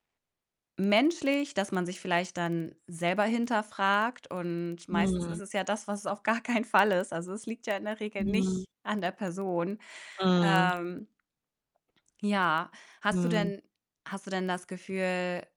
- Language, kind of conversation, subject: German, advice, Wie erlebst du deine Angst vor Ablehnung beim Kennenlernen und Dating?
- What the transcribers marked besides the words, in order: distorted speech; laughing while speaking: "auf gar keinen Fall ist"; stressed: "nicht"